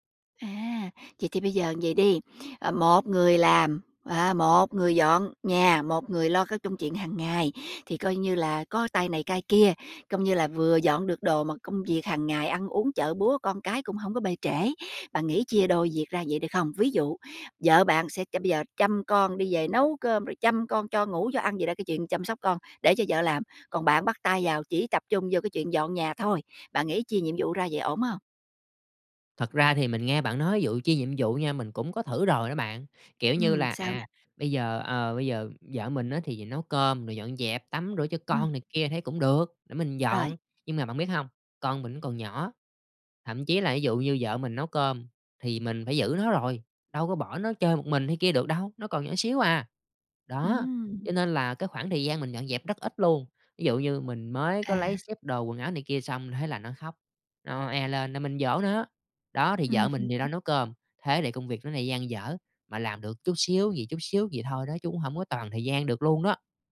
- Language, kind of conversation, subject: Vietnamese, advice, Làm sao để giảm căng thẳng khi sắp chuyển nhà mà không biết bắt đầu từ đâu?
- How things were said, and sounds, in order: tapping; other background noise